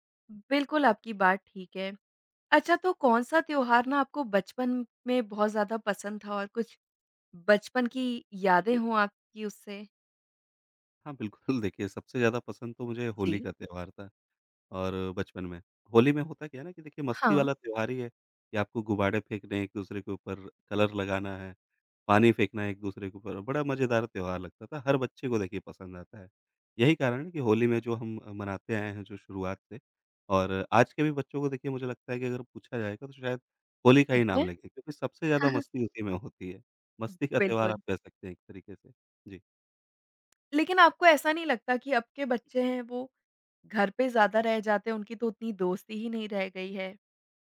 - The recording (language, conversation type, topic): Hindi, podcast, कौन-सा त्योहार आपको सबसे ज़्यादा भावनात्मक रूप से जुड़ा हुआ लगता है?
- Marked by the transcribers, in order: tapping; laughing while speaking: "बिल्कुल"; other background noise; in English: "कलर"; chuckle